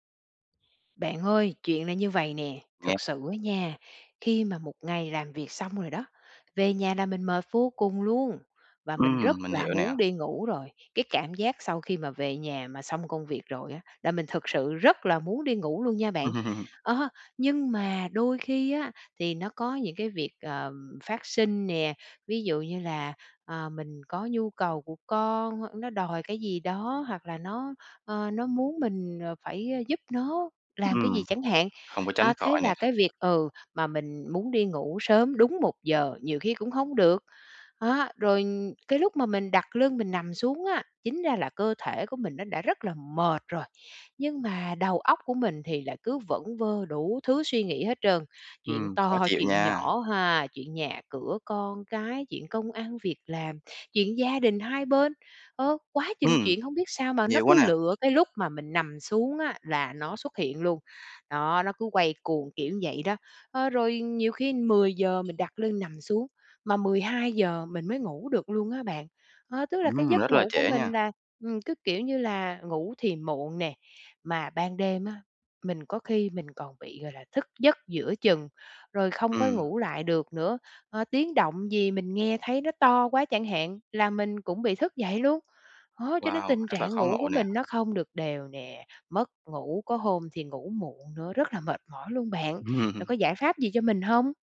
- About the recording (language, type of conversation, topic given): Vietnamese, advice, Làm sao để duy trì giấc ngủ đều đặn khi bạn thường mất ngủ hoặc ngủ quá muộn?
- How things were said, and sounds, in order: laugh; tapping; other background noise; laughing while speaking: "to"; laughing while speaking: "Ừm"